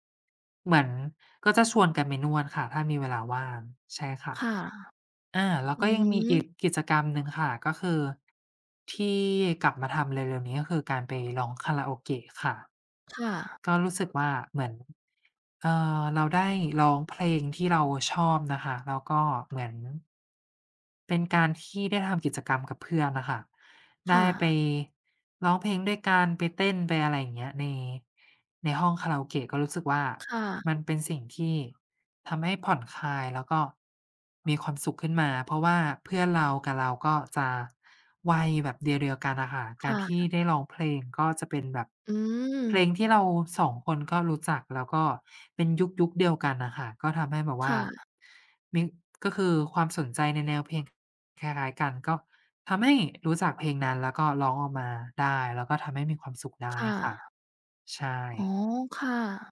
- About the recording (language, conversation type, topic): Thai, unstructured, คุณมีวิธีอย่างไรในการรักษาความสุขในชีวิตประจำวัน?
- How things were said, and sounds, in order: none